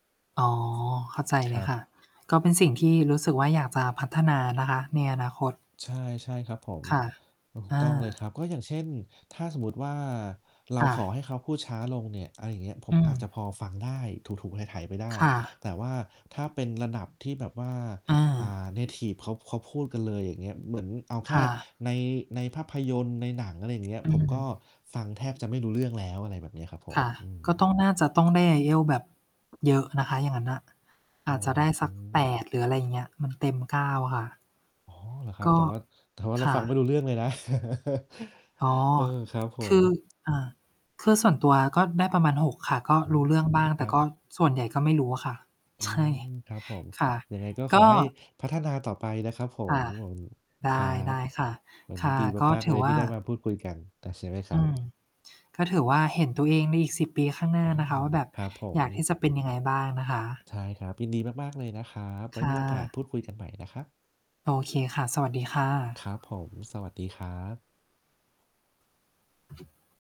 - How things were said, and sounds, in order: static; distorted speech; in English: "เนทิฟ"; laughing while speaking: "นะ"; chuckle; laughing while speaking: "ใช่"; other noise; tapping
- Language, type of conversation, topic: Thai, unstructured, คุณอยากเห็นตัวเองเป็นอย่างไรในอีกสิบปีข้างหน้า?